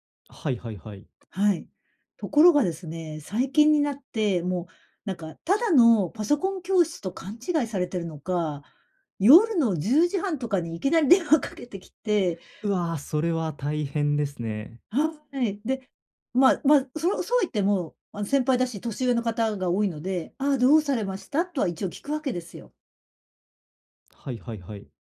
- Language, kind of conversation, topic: Japanese, advice, 他者の期待と自己ケアを両立するには、どうすればよいですか？
- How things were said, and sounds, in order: laughing while speaking: "いきなり電話かけてきて"